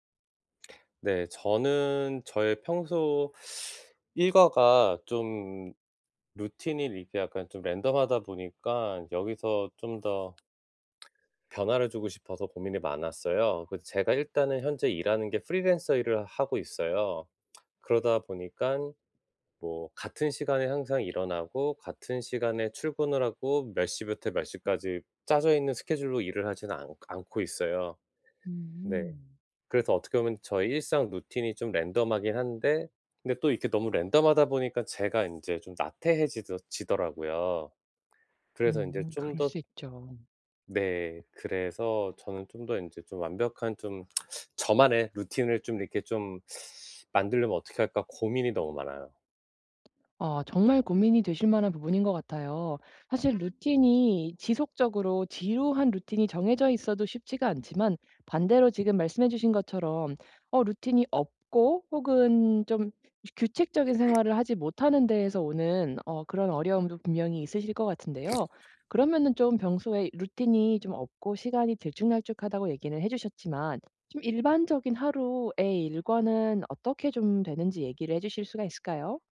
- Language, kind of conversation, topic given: Korean, advice, 창의적인 아이디어를 얻기 위해 일상 루틴을 어떻게 바꾸면 좋을까요?
- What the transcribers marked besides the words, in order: tapping; in English: "랜덤하다"; other background noise; put-on voice: "프리랜서"; in English: "랜덤하긴"; in English: "랜덤하다"; tsk; teeth sucking